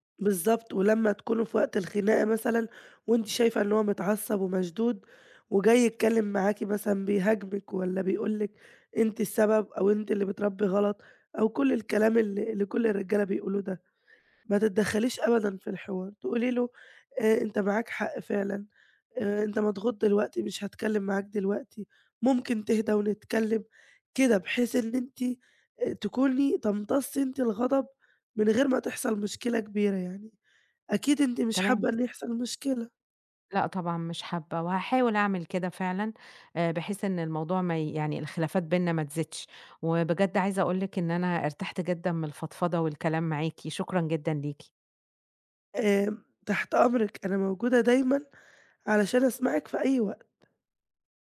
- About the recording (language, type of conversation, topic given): Arabic, advice, إزاي نحلّ خلافاتنا أنا وشريكي عن تربية العيال وقواعد البيت؟
- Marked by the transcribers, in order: none